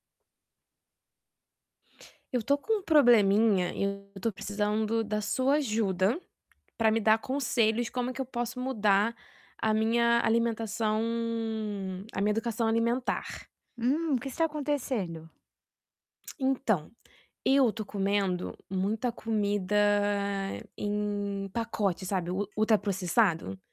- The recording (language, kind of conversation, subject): Portuguese, advice, Como posso equilibrar prazer e saúde na alimentação sem consumir tantos alimentos ultraprocessados?
- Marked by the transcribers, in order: tapping; distorted speech; drawn out: "alimentação"